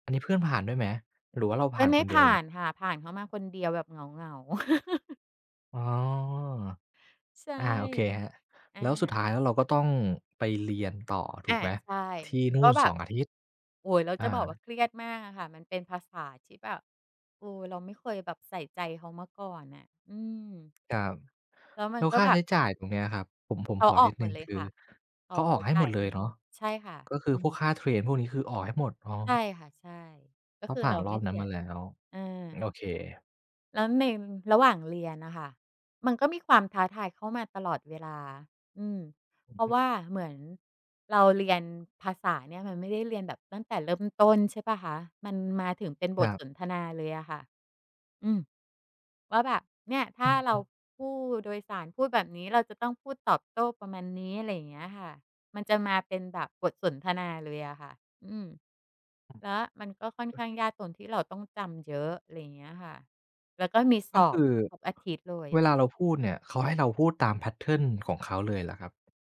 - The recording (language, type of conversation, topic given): Thai, podcast, ถ้าคุณต้องเลือกระหว่างความมั่นคงกับความท้าทาย คุณจะเลือกอะไร?
- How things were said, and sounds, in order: tapping; laugh; other background noise; in English: "แพตเทิร์น"